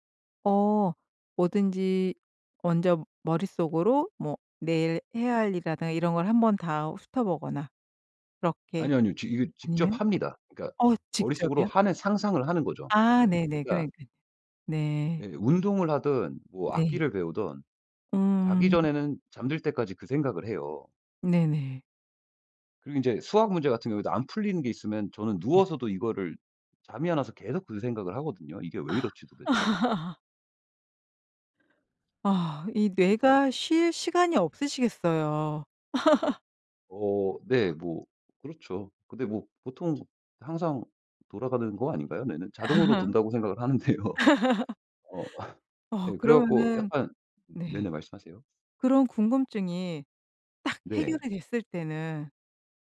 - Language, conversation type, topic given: Korean, podcast, 효과적으로 복습하는 방법은 무엇인가요?
- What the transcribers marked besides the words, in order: other background noise; laugh; laugh; tapping; laugh; laughing while speaking: "하는데요"; laugh